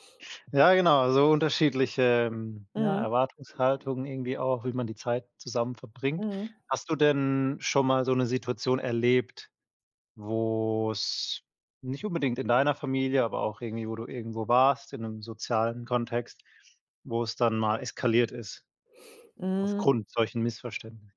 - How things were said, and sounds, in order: none
- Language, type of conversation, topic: German, podcast, Was sind die größten Missverständnisse zwischen Alt und Jung in Familien?